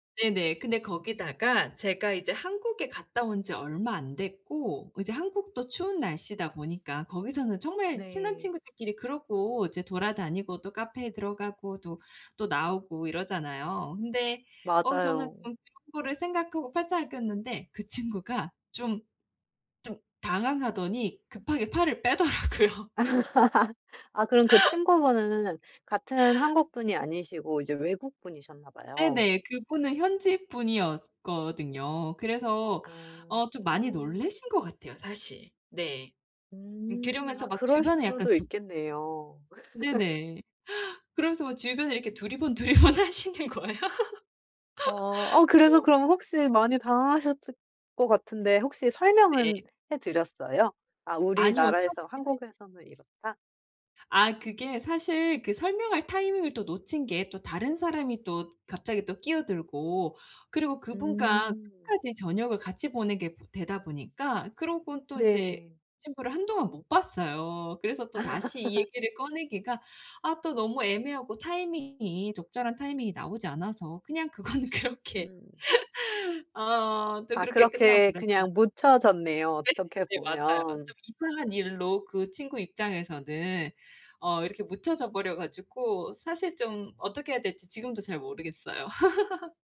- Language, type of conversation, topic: Korean, advice, 현지 문화를 존중하며 민감하게 적응하려면 어떻게 해야 하나요?
- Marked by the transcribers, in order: laughing while speaking: "빼더라고요"; laugh; laugh; inhale; laughing while speaking: "두리번 하시는 거야"; laugh; tapping; laugh; other background noise; laughing while speaking: "그거는 그렇게"; laugh; laugh